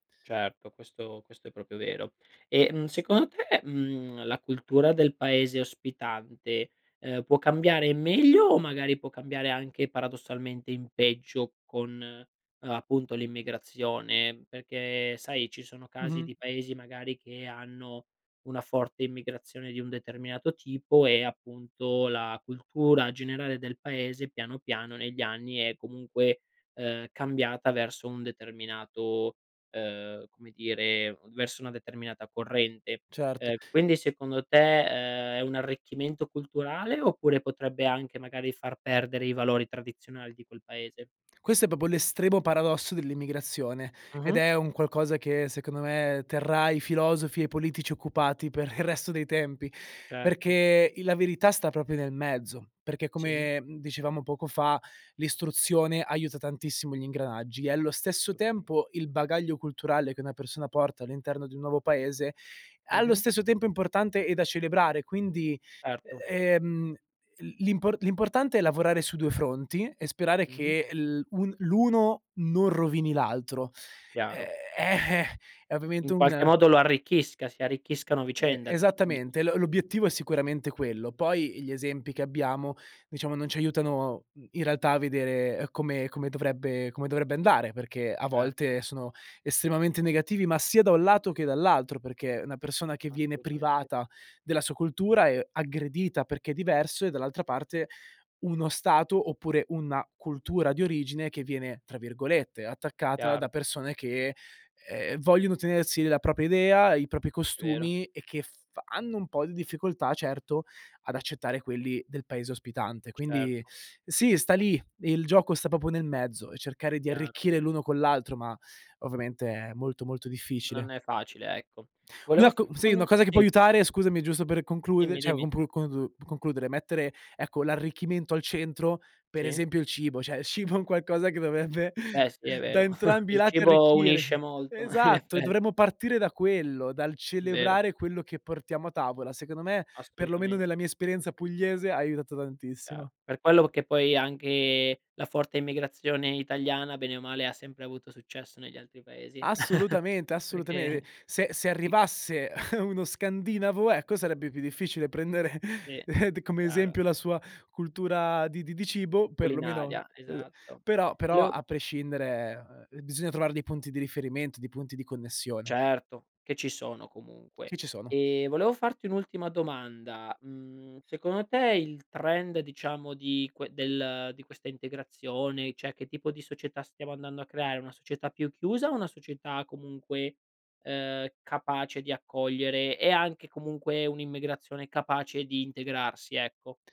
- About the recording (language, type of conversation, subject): Italian, podcast, Come cambia la cultura quando le persone emigrano?
- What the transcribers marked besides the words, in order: "proprio" said as "propio"; "proprio" said as "popio"; laughing while speaking: "per"; "proprio" said as "propio"; "propria" said as "propia"; "propri" said as "propi"; "proprio" said as "popo"; "cioè" said as "ceh"; "Cioè" said as "ceh"; laughing while speaking: "cibo"; chuckle; chuckle; laughing while speaking: "prendere"; in English: "trend"; "cioè" said as "ceh"